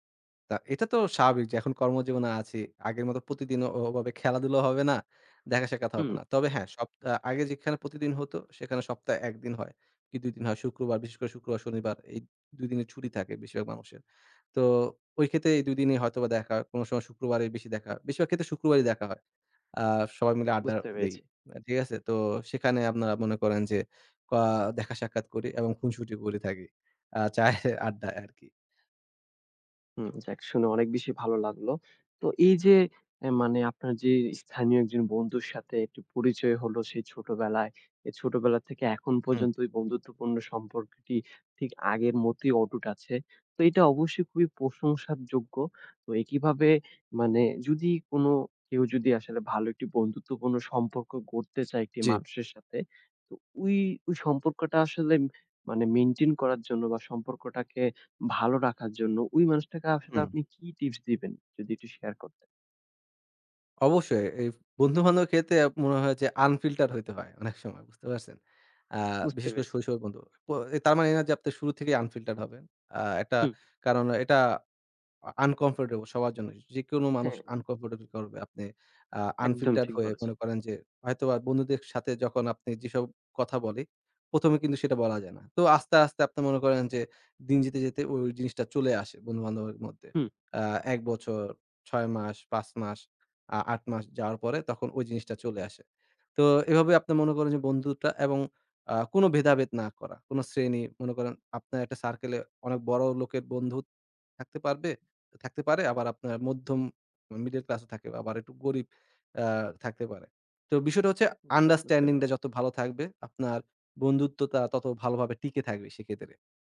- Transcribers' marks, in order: laughing while speaking: "চায়ের আড্ডায় আরকি"; other background noise; in English: "মেইনটেইন"; in English: "আনফিল্টার্ড"; in English: "আনফিল্টার"; in English: "আনকমফর্টেবল"; in English: "আনকমফর্টেবল"; in English: "আনফিল্টার"; in English: "আন্ডারস্ট্যান্ডিং"; "বন্ধুত্বটা" said as "বন্ধুত্বতা"
- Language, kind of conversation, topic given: Bengali, podcast, কোনো স্থানীয় বন্ধুর সঙ্গে আপনি কীভাবে বন্ধুত্ব গড়ে তুলেছিলেন?